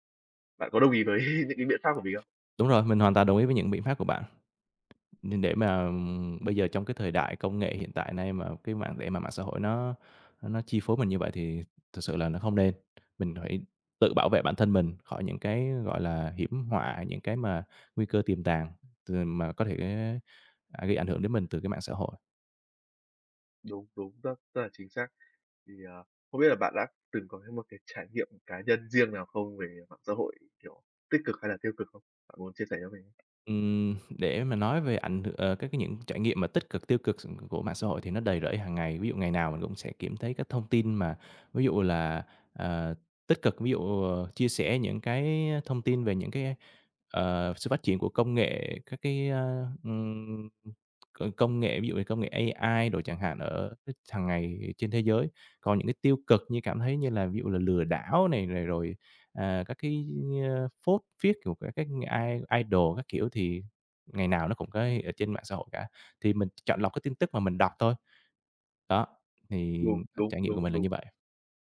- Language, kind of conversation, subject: Vietnamese, unstructured, Bạn thấy ảnh hưởng của mạng xã hội đến các mối quan hệ như thế nào?
- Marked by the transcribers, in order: chuckle; tapping; in English: "i idol"